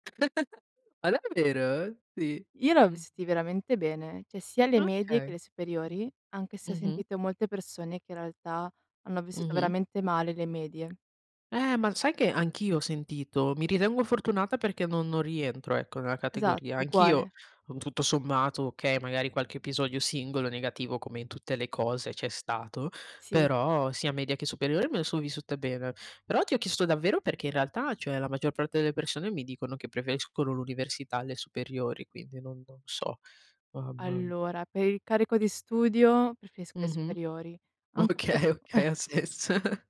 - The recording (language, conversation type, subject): Italian, unstructured, Qual è stato il tuo ricordo più bello a scuola?
- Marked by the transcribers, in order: chuckle; other background noise; tapping; laughing while speaking: "okay, okay ha senso"; unintelligible speech; chuckle